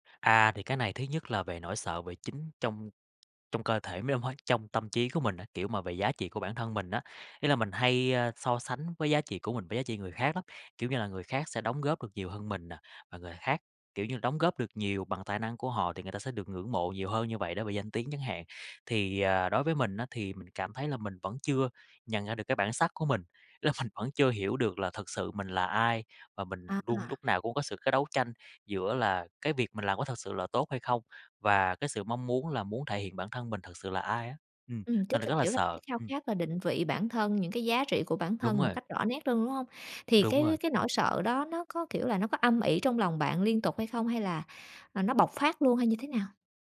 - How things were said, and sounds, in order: tapping; unintelligible speech
- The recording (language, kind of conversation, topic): Vietnamese, podcast, Bạn xử lý nỗi sợ khi phải thay đổi hướng đi ra sao?